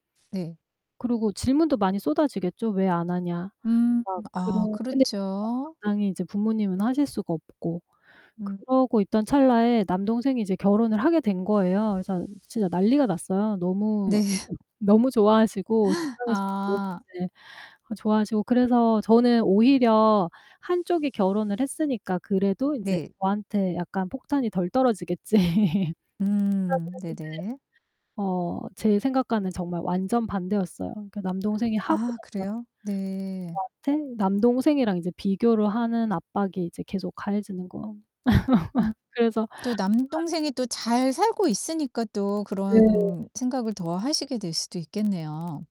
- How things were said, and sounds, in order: static; distorted speech; unintelligible speech; laughing while speaking: "네"; other background noise; gasp; unintelligible speech; unintelligible speech; laugh; laugh
- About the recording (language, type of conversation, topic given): Korean, advice, 가족이나 친척이 결혼이나 연애를 계속 압박할 때 어떻게 대응하면 좋을까요?